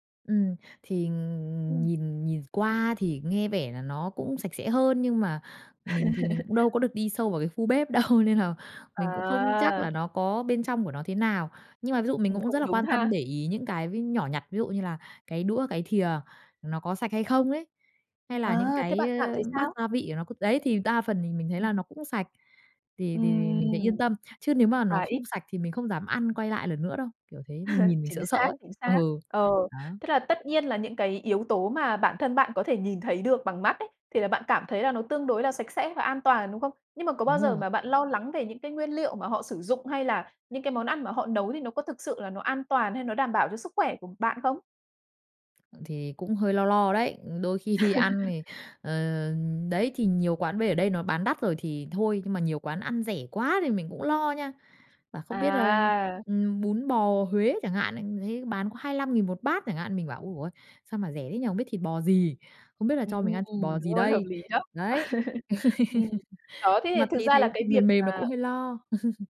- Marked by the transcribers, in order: drawn out: "thì"; laugh; laughing while speaking: "đâu"; other background noise; tapping; chuckle; laughing while speaking: "Ừ"; laugh; chuckle; chuckle
- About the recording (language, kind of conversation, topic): Vietnamese, podcast, Bạn nghĩ sao về thức ăn đường phố ở chỗ bạn?